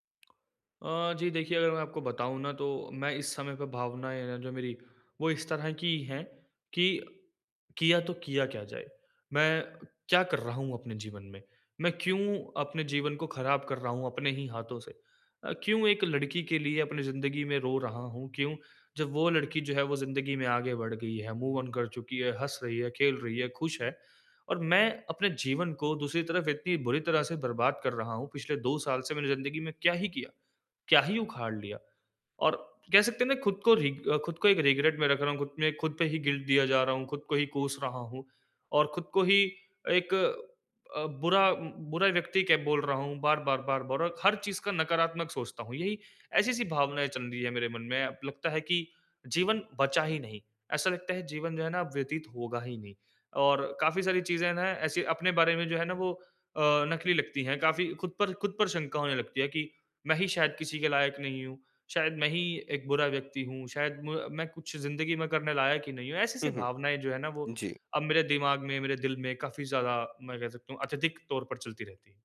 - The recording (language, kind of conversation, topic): Hindi, advice, टूटी हुई उम्मीदों से आगे बढ़ने के लिए मैं क्या कदम उठा सकता/सकती हूँ?
- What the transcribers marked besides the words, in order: in English: "मूव ऑन"; in English: "रिग्रेट"; in English: "गिल्ट"